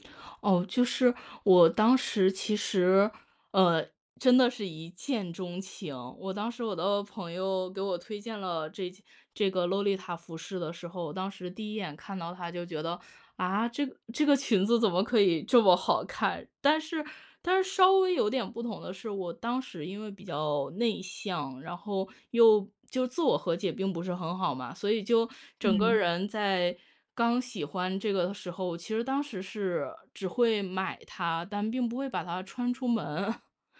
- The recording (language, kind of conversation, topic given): Chinese, podcast, 你是怎么开始这个爱好的？
- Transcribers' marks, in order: "洛丽塔" said as "啰丽塔"; surprised: "啊"; laughing while speaking: "门"